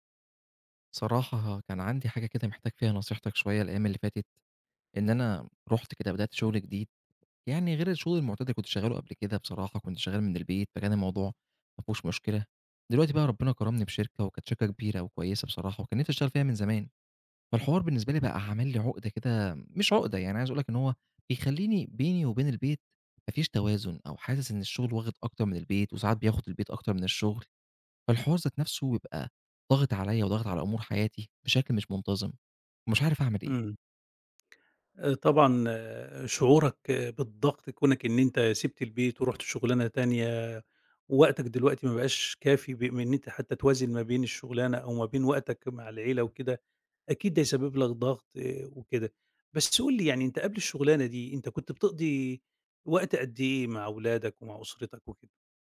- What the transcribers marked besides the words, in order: none
- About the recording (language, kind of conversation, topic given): Arabic, advice, إزاي بتحس إنك قادر توازن بين الشغل وحياتك مع العيلة؟